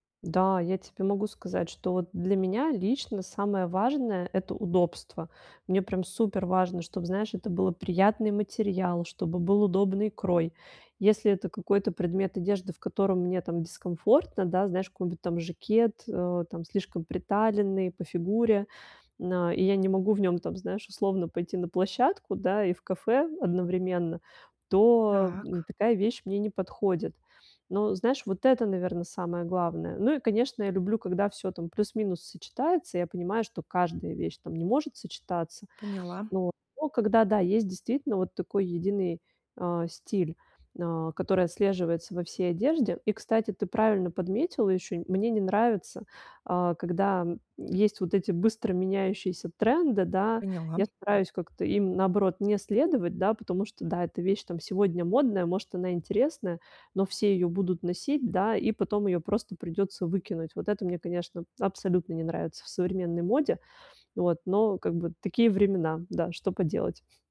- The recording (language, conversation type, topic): Russian, advice, Как мне найти свой личный стиль и вкус?
- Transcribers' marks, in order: none